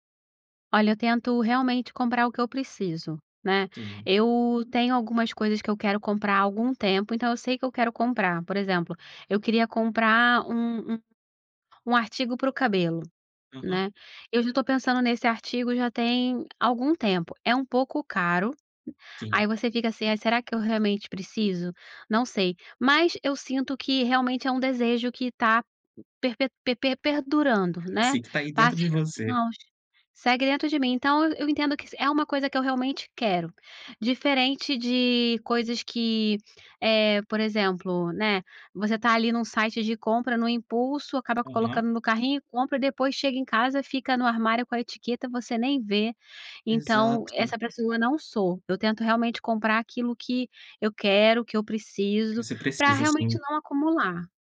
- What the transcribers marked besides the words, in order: none
- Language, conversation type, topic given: Portuguese, podcast, Como você evita acumular coisas desnecessárias em casa?